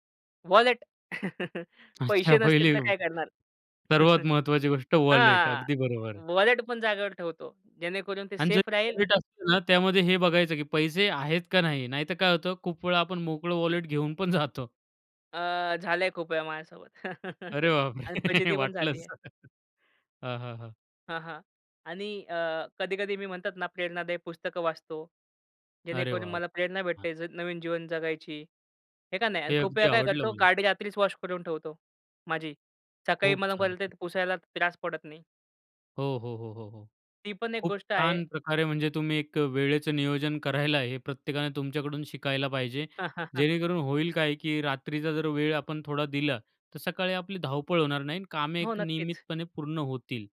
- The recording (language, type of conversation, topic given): Marathi, podcast, पुढच्या दिवसासाठी रात्री तुम्ही काय तयारी करता?
- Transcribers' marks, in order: chuckle; laughing while speaking: "पहिले सर्वात महत्वाची गोष्ट, वॉलेट अगदी बरोबर आहे"; chuckle; in English: "वॉलेट"; in English: "वॉलेट"; in English: "सेफ"; in English: "वॉलेट"; in English: "वॉलेट"; laughing while speaking: "घेऊन पण जातो"; chuckle; laughing while speaking: "वाटलंच"; unintelligible speech; tapping; chuckle